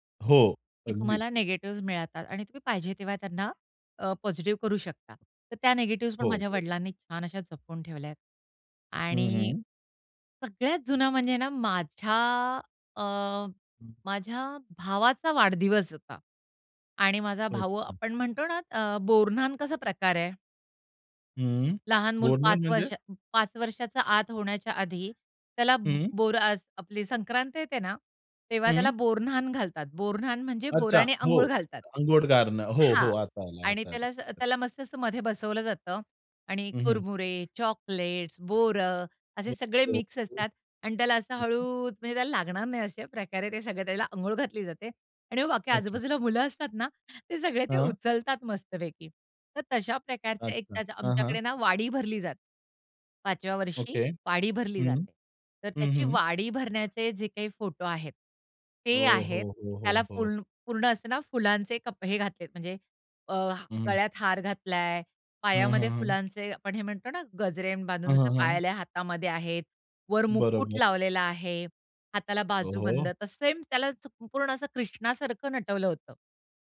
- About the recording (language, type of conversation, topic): Marathi, podcast, घरचे जुने फोटो अल्बम पाहिल्यावर तुम्हाला काय वाटते?
- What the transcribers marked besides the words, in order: other background noise; tapping